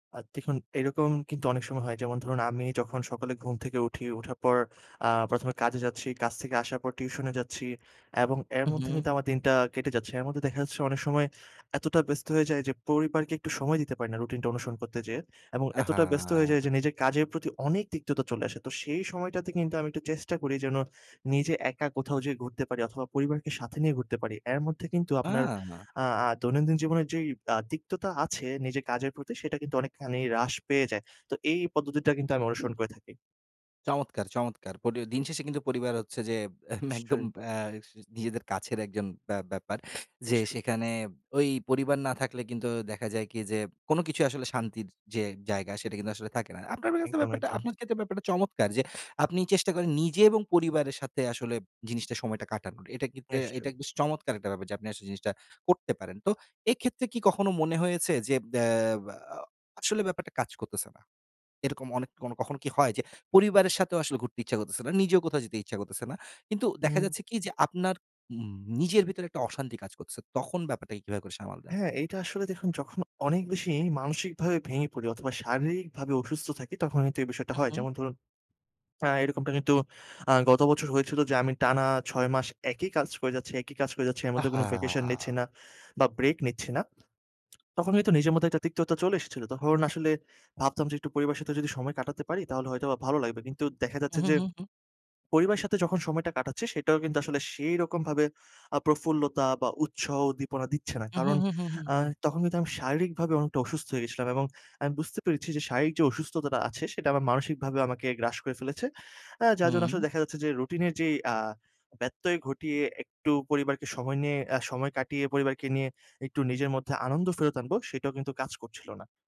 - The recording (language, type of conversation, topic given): Bengali, podcast, অনিচ্ছা থাকলেও রুটিন বজায় রাখতে তোমার কৌশল কী?
- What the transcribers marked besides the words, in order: scoff; tapping; in English: "vacation"; lip smack